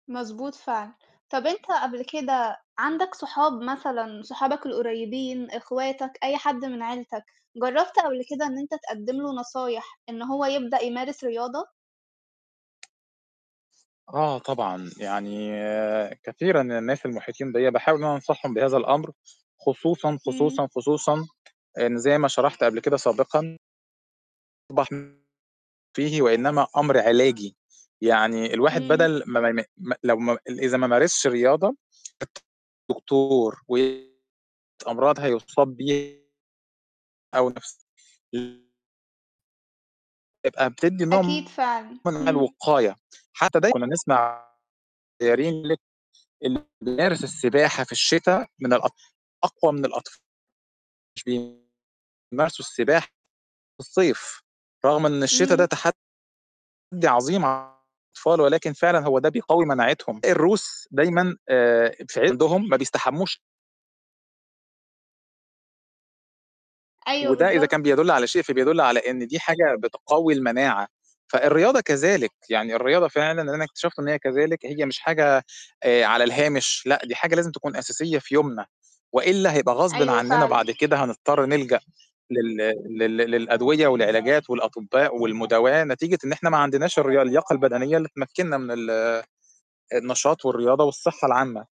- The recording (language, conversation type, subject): Arabic, unstructured, إيه أهمية إننا نمارس رياضة كل يوم في حياتنا؟
- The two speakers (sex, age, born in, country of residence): female, 25-29, Egypt, Italy; male, 40-44, Egypt, Egypt
- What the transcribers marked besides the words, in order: tapping; other background noise; distorted speech; unintelligible speech; unintelligible speech; unintelligible speech; unintelligible speech; unintelligible speech; unintelligible speech; background speech